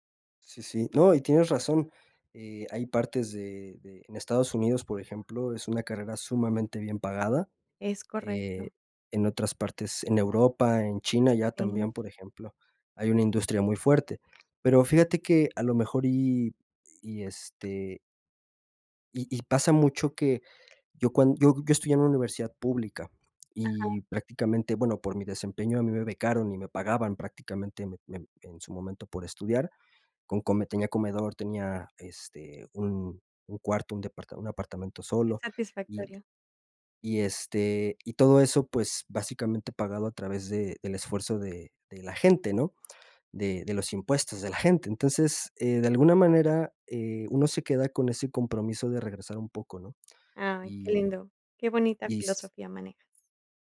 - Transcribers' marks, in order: other background noise
- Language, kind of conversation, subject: Spanish, podcast, ¿Qué decisión cambió tu vida?